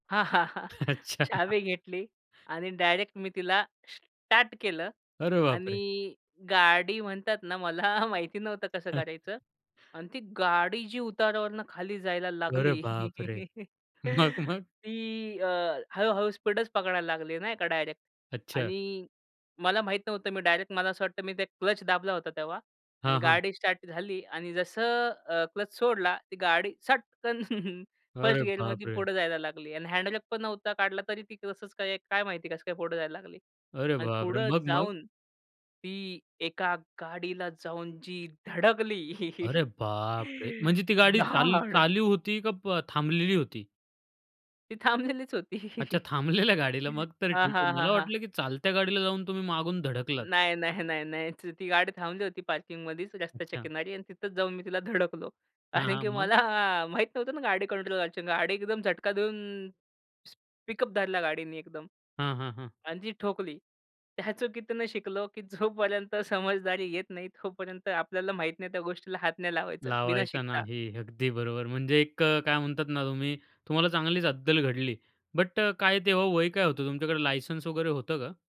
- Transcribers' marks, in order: laughing while speaking: "हां. हां. हां"; laugh; laughing while speaking: "अच्छा"; laughing while speaking: "मला"; other noise; chuckle; chuckle; put-on voice: "एका गाडीला जाऊन जी धडकली. धाड"; chuckle; inhale; stressed: "धाड"; chuckle; laughing while speaking: "मला"; in English: "बट"
- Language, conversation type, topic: Marathi, podcast, चूक झाली तर त्यातून कशी शिकलात?